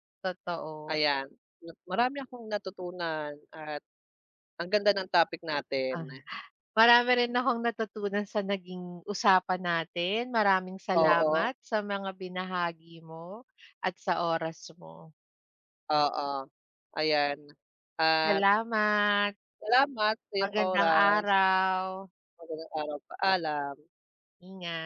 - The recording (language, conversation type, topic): Filipino, unstructured, Paano mo maipapaliwanag ang kahalagahan ng pagkakapantay-pantay sa lipunan?
- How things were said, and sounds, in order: other background noise